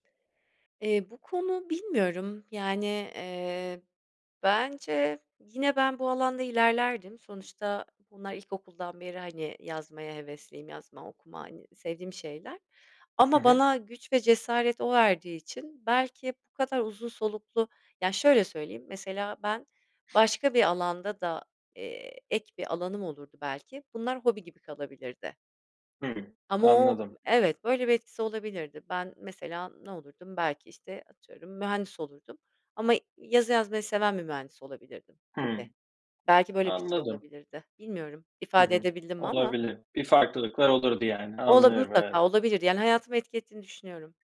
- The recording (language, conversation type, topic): Turkish, podcast, Seni çok etkileyen bir öğretmenin ya da mentorun var mı?
- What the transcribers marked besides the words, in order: other background noise; tapping